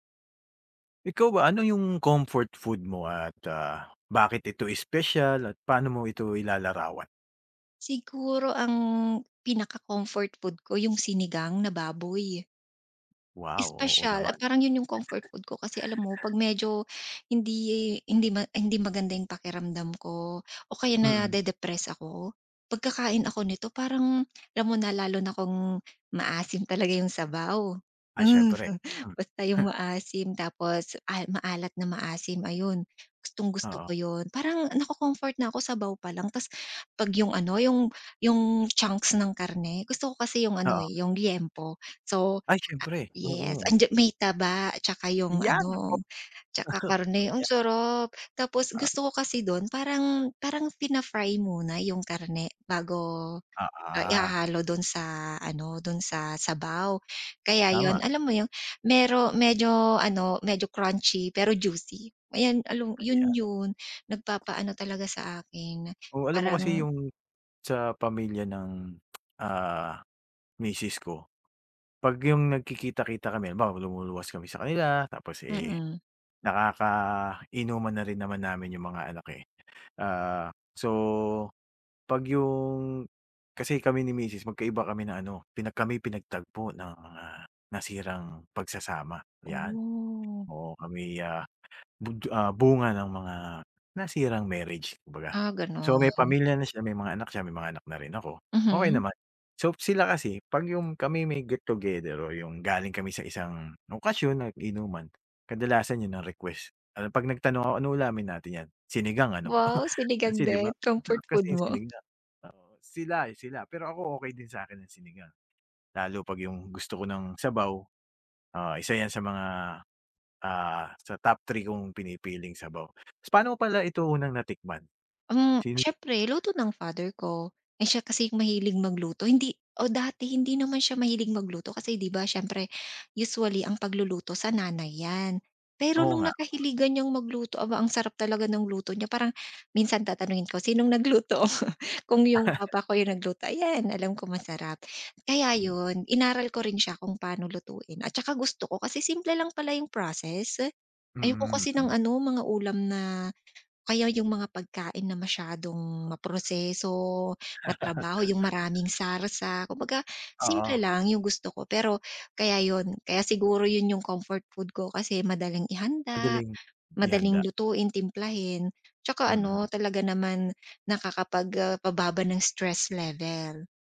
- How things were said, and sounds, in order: tapping; chuckle; other background noise; chuckle; put-on voice: "Iyan, naku"; chuckle; tongue click; laughing while speaking: "pinagtagpo ng, ah, nasirang pagsasama"; drawn out: "Oh"; chuckle; put-on voice: "Wow, sinigang din, comfort food mo"; laughing while speaking: "comfort food mo"; chuckle; chuckle; laugh
- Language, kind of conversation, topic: Filipino, podcast, Paano mo inilalarawan ang paborito mong pagkaing pampagaan ng pakiramdam, at bakit ito espesyal sa iyo?